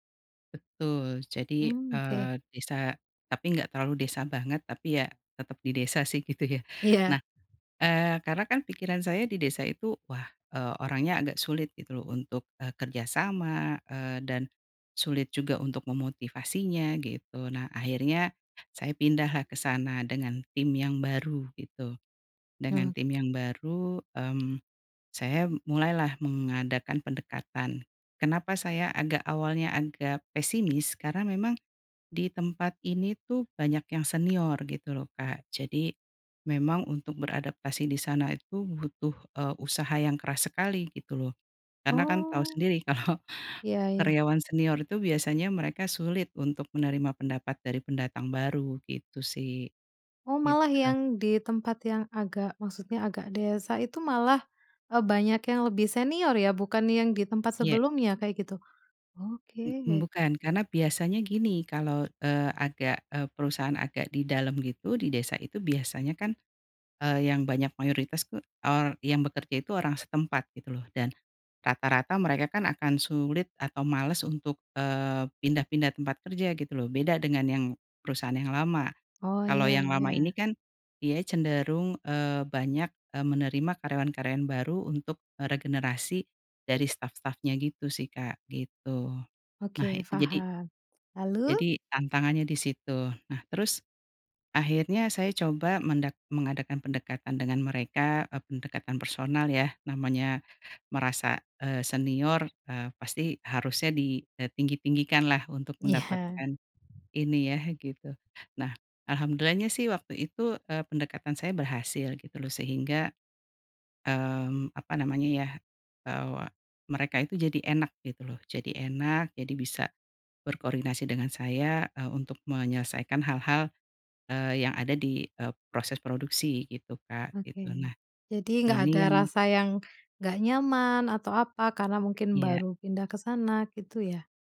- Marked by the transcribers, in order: laughing while speaking: "gitu"; other background noise; laughing while speaking: "kalau"; laughing while speaking: "Iya"
- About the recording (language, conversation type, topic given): Indonesian, podcast, Apakah kamu pernah mendapat kesempatan karena berada di tempat yang tepat pada waktu yang tepat?